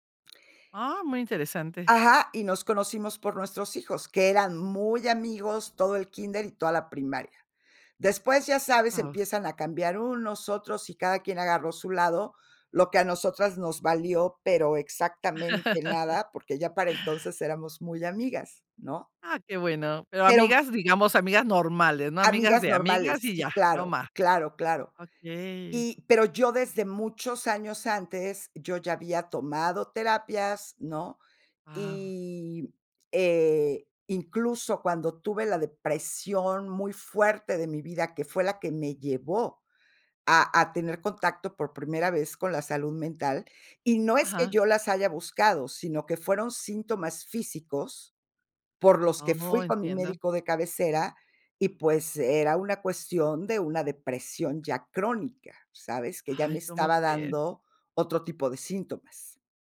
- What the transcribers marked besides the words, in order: chuckle; stressed: "depresión"
- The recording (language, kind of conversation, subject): Spanish, podcast, ¿Cuándo decides pedir ayuda profesional en lugar de a tus amigos?